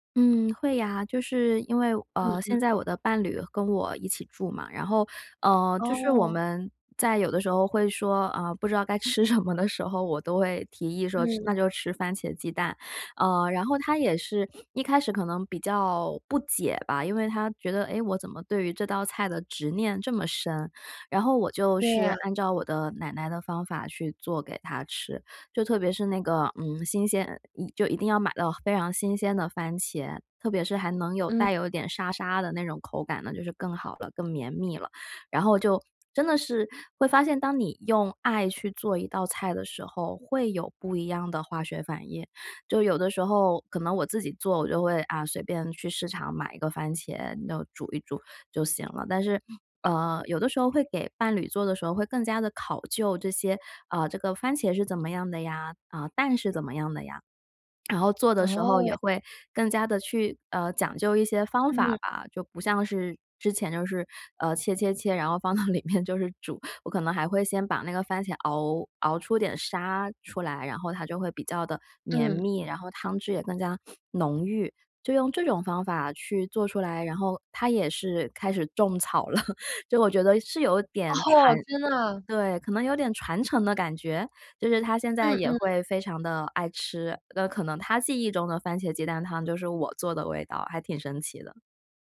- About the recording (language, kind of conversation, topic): Chinese, podcast, 有没有一碗汤能让你瞬间觉得安心？
- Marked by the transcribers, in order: laughing while speaking: "吃什么"; other background noise; other noise; lip smack; laughing while speaking: "放到里面"; laughing while speaking: "了"; chuckle; laughing while speaking: "哦"